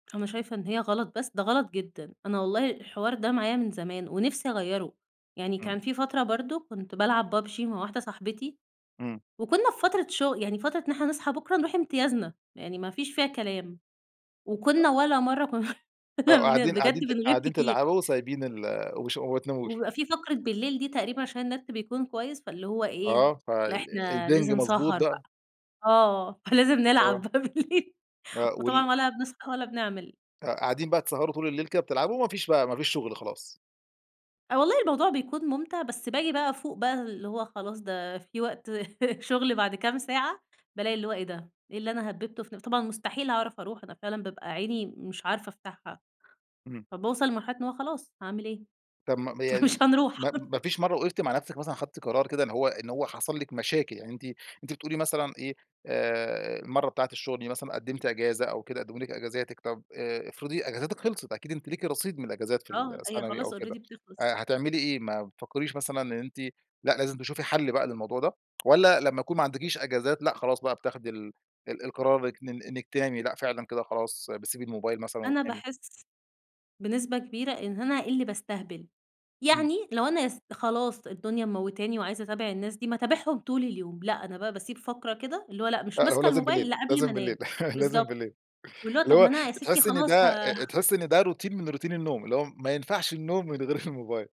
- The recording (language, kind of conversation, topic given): Arabic, podcast, شو تأثير الشاشات قبل النوم وإزاي نقلّل استخدامها؟
- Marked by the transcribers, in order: unintelligible speech; laugh; laughing while speaking: "كن بجد بنغيب كتير"; laughing while speaking: "فلازم نلعب بقى بالليل"; laugh; laughing while speaking: "شغل بعد كام ساعة"; laughing while speaking: "مش هنروح"; in English: "already"; tapping; laugh; laughing while speaking: "اللي هو تحسي إن ده … من غير الموبايل"; chuckle